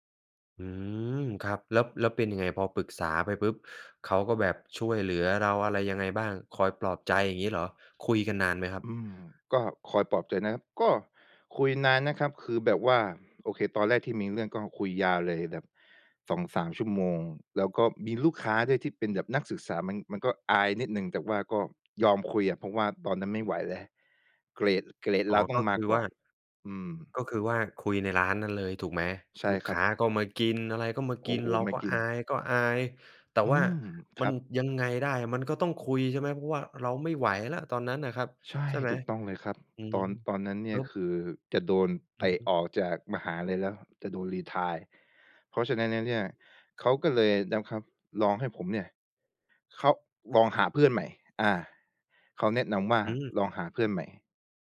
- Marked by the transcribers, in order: other background noise; tapping
- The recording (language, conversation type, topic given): Thai, podcast, เวลาล้มเหลว คุณมีวิธีลุกขึ้นมาสู้ต่ออย่างไร?